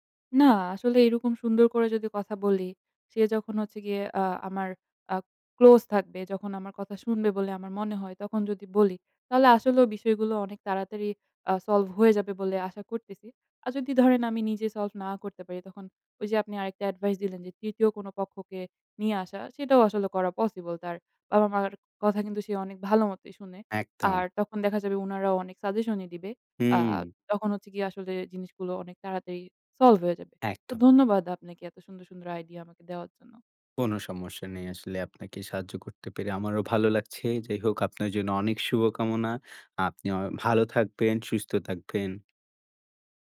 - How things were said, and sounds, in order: other background noise; in English: "solve"; in English: "solve"; tapping; in English: "solve"
- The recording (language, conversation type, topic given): Bengali, advice, সঙ্গীর সঙ্গে টাকা খরচ করা নিয়ে মতবিরোধ হলে কীভাবে সমাধান করবেন?